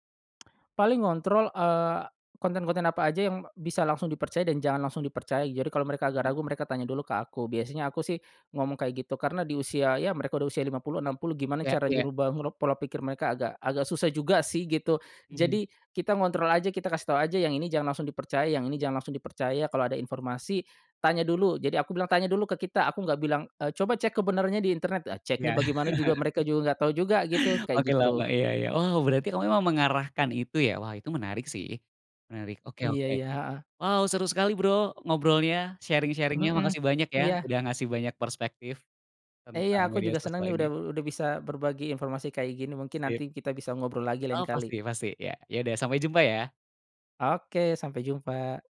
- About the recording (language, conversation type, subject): Indonesian, podcast, Apakah menurut kamu media sosial lebih banyak menghubungkan orang atau justru membuat mereka merasa terisolasi?
- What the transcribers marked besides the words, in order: tapping; unintelligible speech; chuckle; in English: "sharing-sharing-nya"